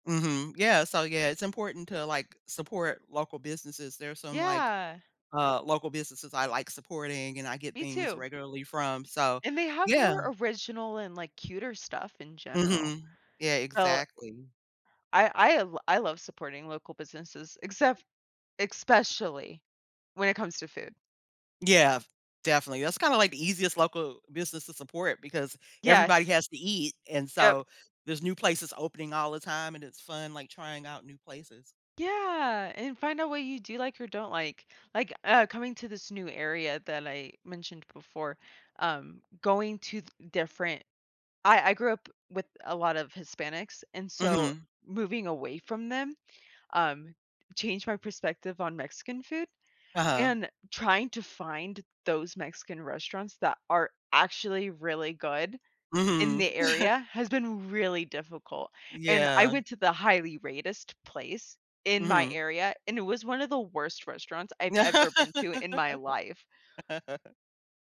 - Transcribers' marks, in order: tapping; laugh; "highly-rated" said as "ratest"; laugh
- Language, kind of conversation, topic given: English, unstructured, What factors influence your choice to save money or treat yourself to something special?
- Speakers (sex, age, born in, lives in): female, 20-24, United States, United States; female, 50-54, United States, United States